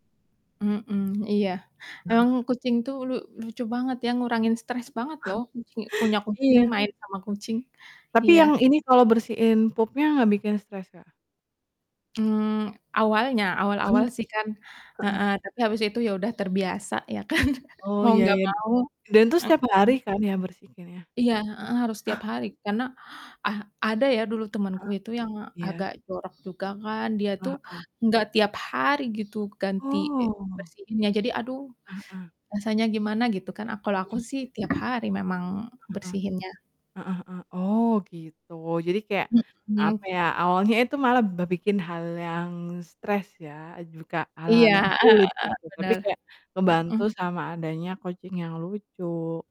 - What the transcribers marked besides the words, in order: static; chuckle; chuckle; chuckle; other background noise; laughing while speaking: "kan"; distorted speech; chuckle
- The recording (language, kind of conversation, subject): Indonesian, unstructured, Apa hal sederhana yang selalu membuatmu tersenyum?